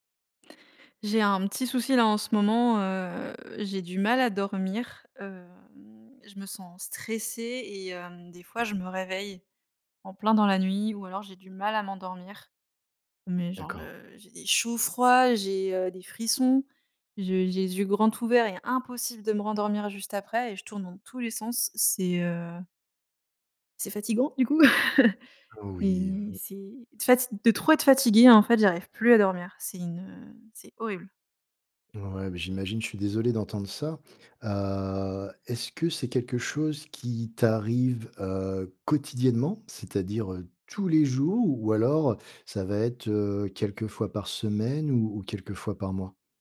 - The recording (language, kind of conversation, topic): French, advice, Comment décririez-vous votre insomnie liée au stress ?
- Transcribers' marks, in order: chuckle; drawn out: "Heu"